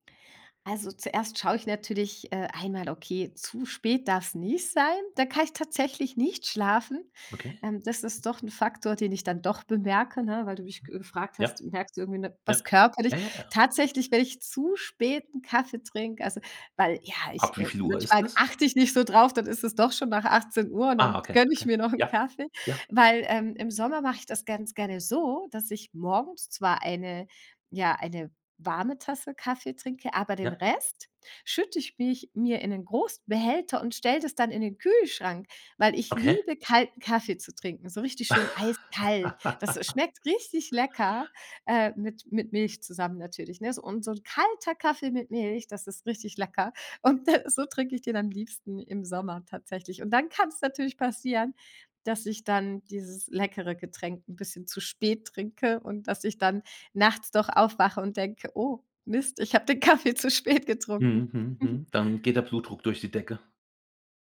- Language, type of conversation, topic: German, podcast, Welche Rolle spielt Koffein für deine Energie?
- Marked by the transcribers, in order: other background noise; stressed: "zu spät"; laugh; stressed: "eiskalt"; laughing while speaking: "äh"; joyful: "ich habe den Kaffee zu spät getrunken"; laughing while speaking: "spät"; chuckle